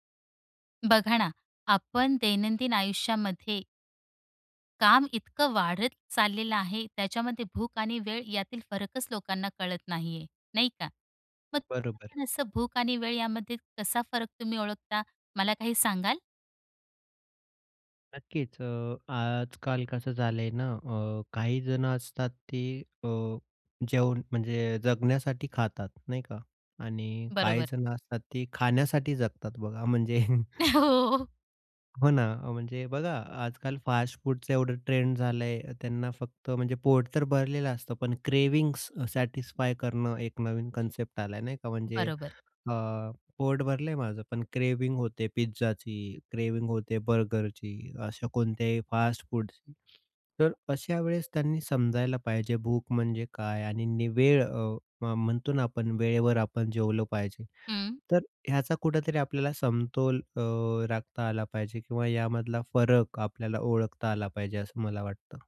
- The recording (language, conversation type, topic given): Marathi, podcast, भूक आणि जेवणाची ठरलेली वेळ यांतला फरक तुम्ही कसा ओळखता?
- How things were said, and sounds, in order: unintelligible speech; chuckle; laughing while speaking: "हो"; in English: "फास्टफूडचा"; in English: "क्रेविंग्स सॅटिस्फाय"; in English: "कन्सेप्ट"; in English: "क्रेव्हिंग"; in English: "क्रेव्हिंग"; in English: "फास्टफूडची"